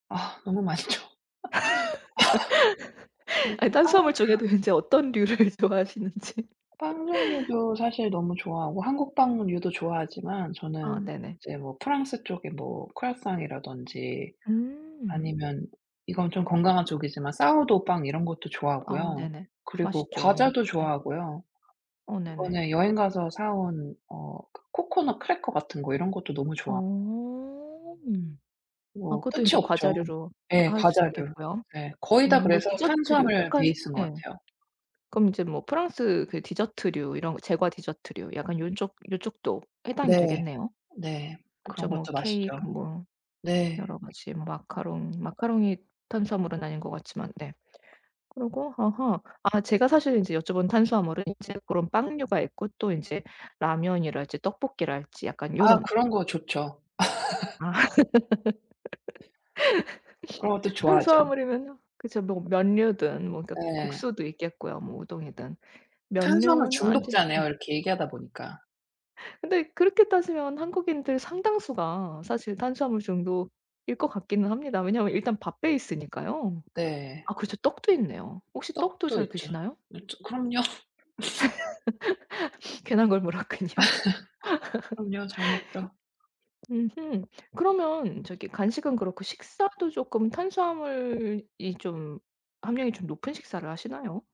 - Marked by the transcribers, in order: laughing while speaking: "맛있죠"; laugh; laughing while speaking: "아 탄수화물 중에도 인제 어떤 류를 좋아하시는지"; laugh; tapping; other background noise; laugh; laughing while speaking: "그럼요"; laugh; laughing while speaking: "괜한 걸 물었군요"; laugh
- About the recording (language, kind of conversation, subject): Korean, advice, 규칙적인 식사를 유지하기가 왜 이렇게 어렵고, 간식이나 야식이 자꾸 당길 때는 어떻게 해야 하나요?